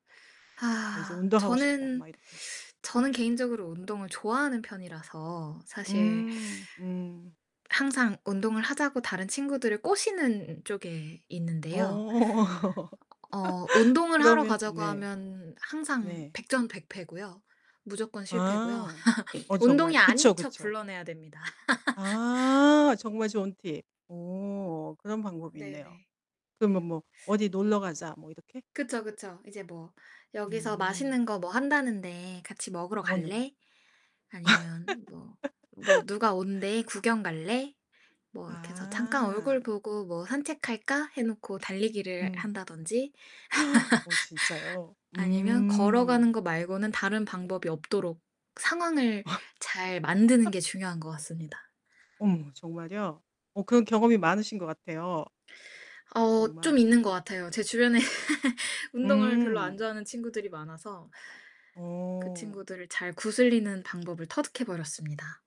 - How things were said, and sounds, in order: static; distorted speech; teeth sucking; tapping; laughing while speaking: "어"; laugh; laugh; laugh; other background noise; laugh; gasp; laugh; laugh; laughing while speaking: "주변에"; laugh
- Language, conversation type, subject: Korean, unstructured, 운동을 싫어하는 사람들을 가장 효과적으로 설득하는 방법은 무엇일까요?